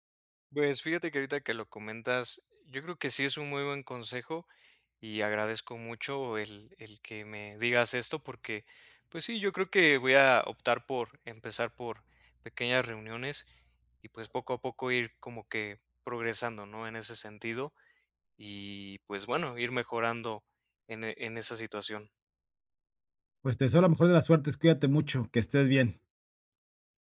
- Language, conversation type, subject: Spanish, advice, ¿Cómo puedo manejar el agotamiento social en fiestas y reuniones?
- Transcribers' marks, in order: none